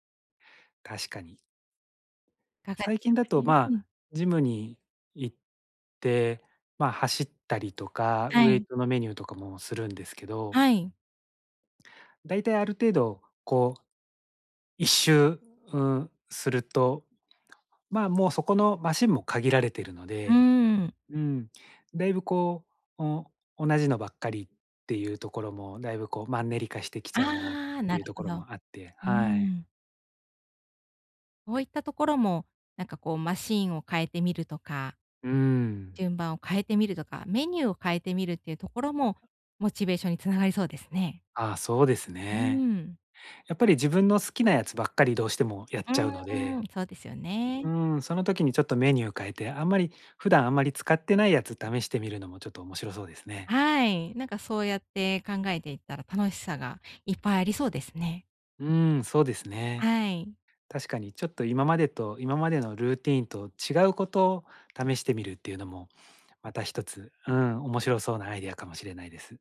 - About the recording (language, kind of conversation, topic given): Japanese, advice, モチベーションを取り戻して、また続けるにはどうすればいいですか？
- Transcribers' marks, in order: other background noise